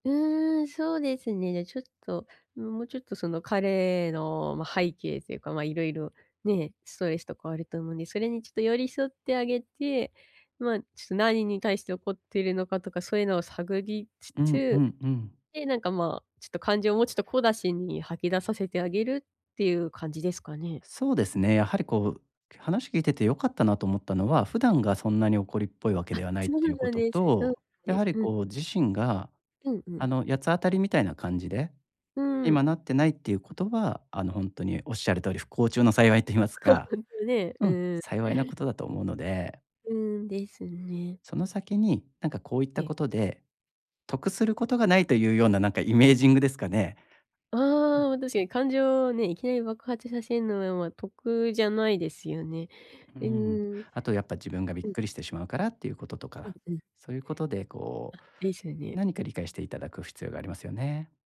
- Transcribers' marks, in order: laugh
- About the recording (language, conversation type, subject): Japanese, advice, 相手の気持ちに寄り添うには、どうすればよいでしょうか？